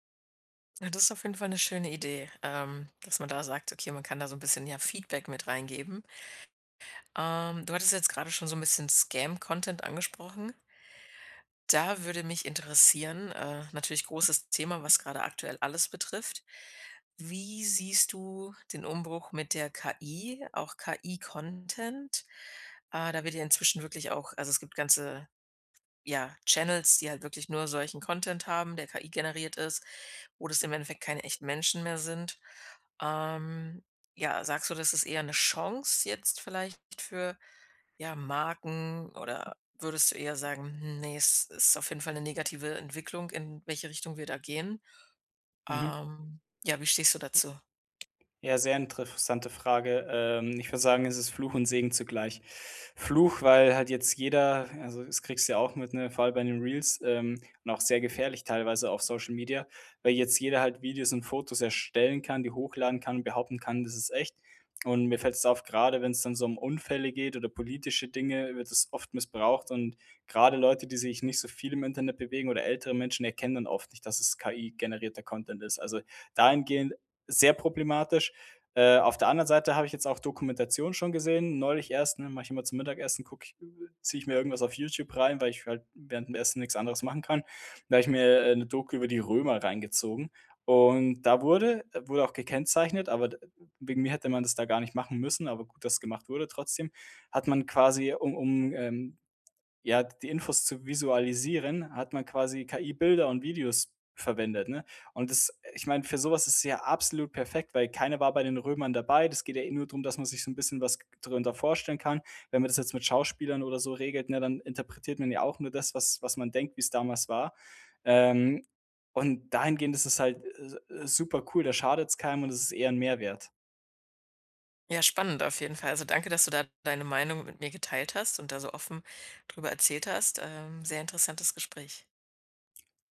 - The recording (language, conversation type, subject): German, podcast, Was bedeutet Authentizität bei Influencern wirklich?
- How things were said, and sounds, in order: in English: "Scam-Content"